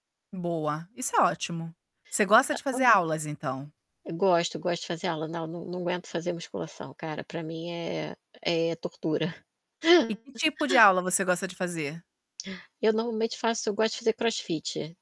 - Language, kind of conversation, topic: Portuguese, advice, Como você procrastina tarefas importantes todos os dias?
- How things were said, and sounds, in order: other background noise; unintelligible speech; static; laugh; tapping